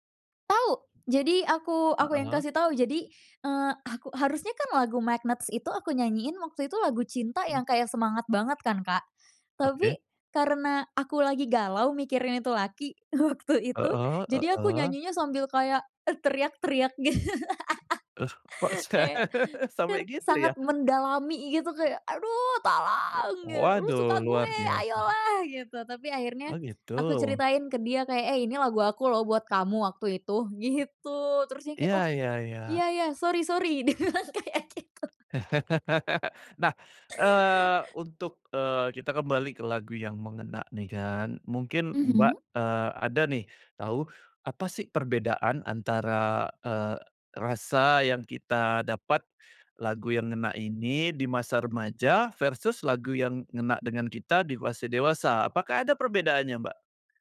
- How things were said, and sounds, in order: tapping; laughing while speaking: "waktu"; laugh; anticipating: "Aduh tolong! Lu suka gue ayolah"; laughing while speaking: "Dia bilang kayak gitu"; laugh
- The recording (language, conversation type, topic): Indonesian, podcast, Kapan terakhir kali kamu menemukan lagu yang benar-benar ngena?